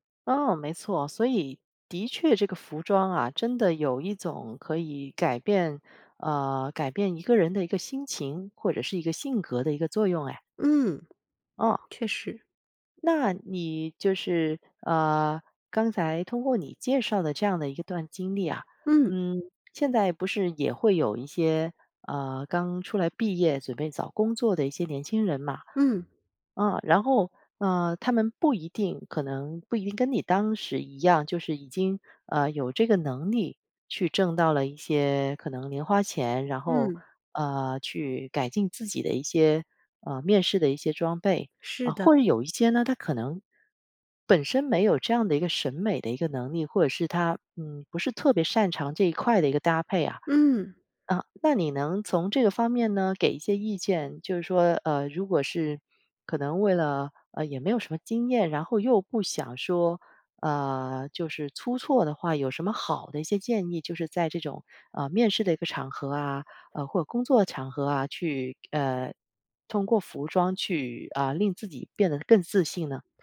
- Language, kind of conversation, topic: Chinese, podcast, 你是否有过通过穿衣打扮提升自信的经历？
- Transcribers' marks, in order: none